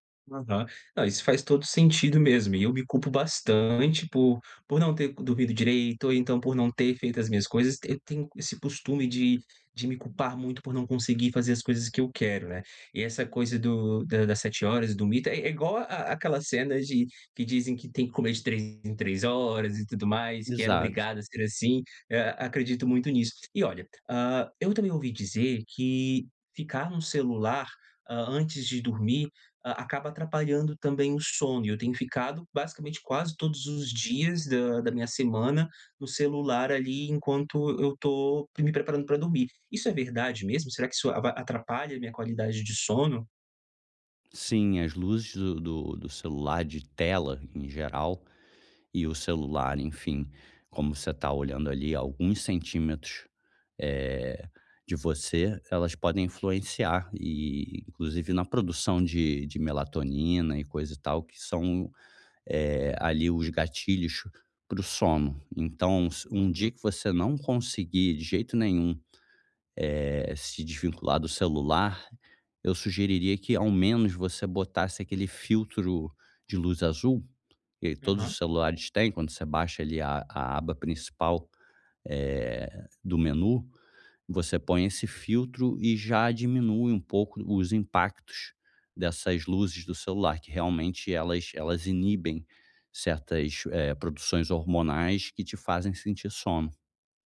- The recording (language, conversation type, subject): Portuguese, advice, Como posso conciliar o trabalho com tempo para meus hobbies?
- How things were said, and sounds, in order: other background noise; tapping